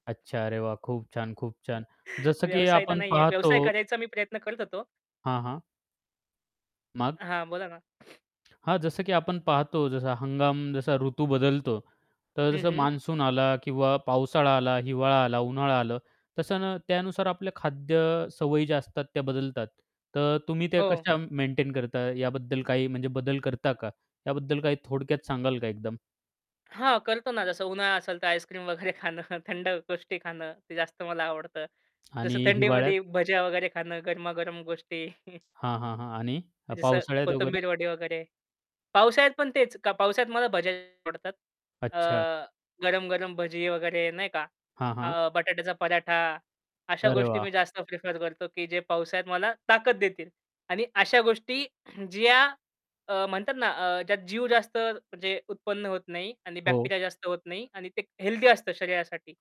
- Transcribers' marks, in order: chuckle; static; other background noise; distorted speech; laughing while speaking: "वगैरे खाणं"; chuckle; tapping; throat clearing; in English: "बॅक्टेरिया"
- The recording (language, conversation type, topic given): Marathi, podcast, तुम्हाला रस्त्यावरची कोणती खाण्याची गोष्ट सर्वात जास्त आवडते?